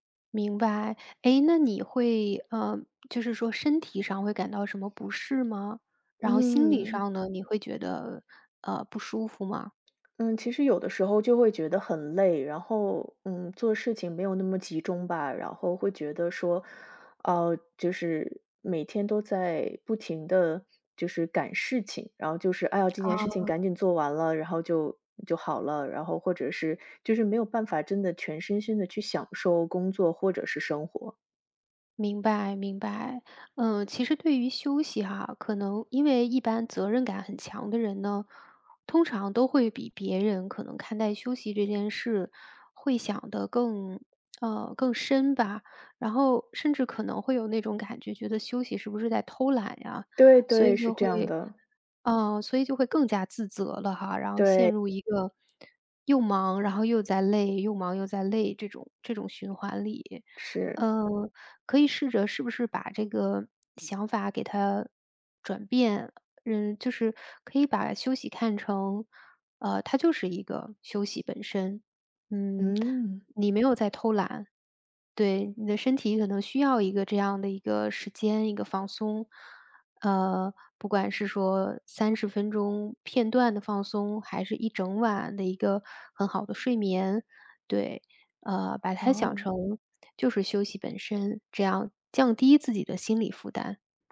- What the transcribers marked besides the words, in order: other background noise
- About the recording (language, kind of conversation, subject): Chinese, advice, 我总觉得没有休息时间，明明很累却对休息感到内疚，该怎么办？